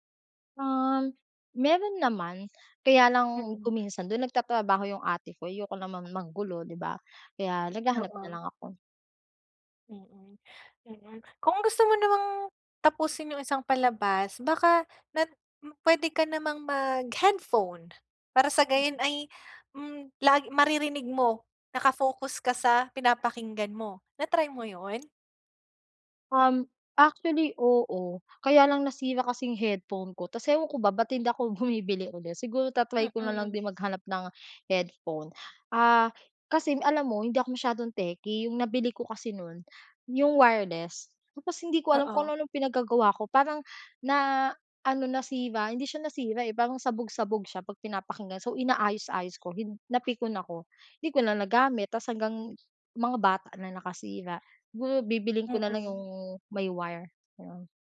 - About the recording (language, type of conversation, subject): Filipino, advice, Paano ko maiiwasan ang mga nakakainis na sagabal habang nagpapahinga?
- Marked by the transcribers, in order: laughing while speaking: "bumibili"